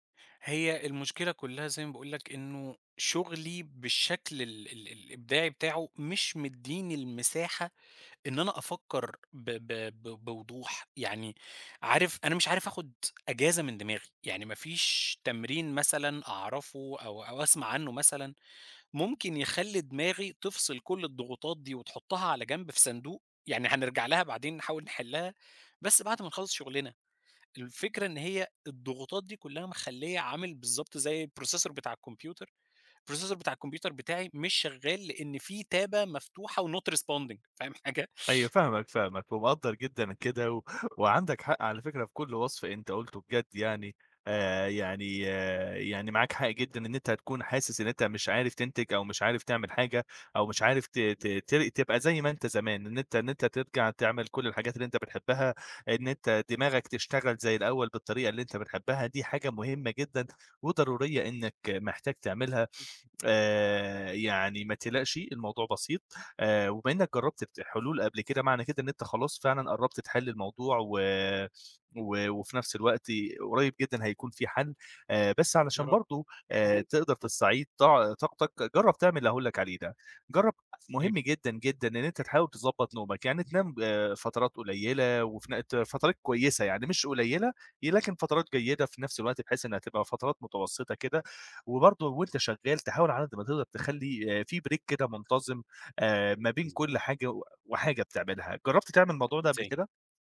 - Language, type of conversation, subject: Arabic, advice, إزاي الإرهاق والاحتراق بيخلّوا الإبداع شبه مستحيل؟
- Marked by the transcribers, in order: in English: "الprocessor"; in English: "processor"; in English: "تابة"; in English: "وnot responding"; chuckle; unintelligible speech; in English: "break"; unintelligible speech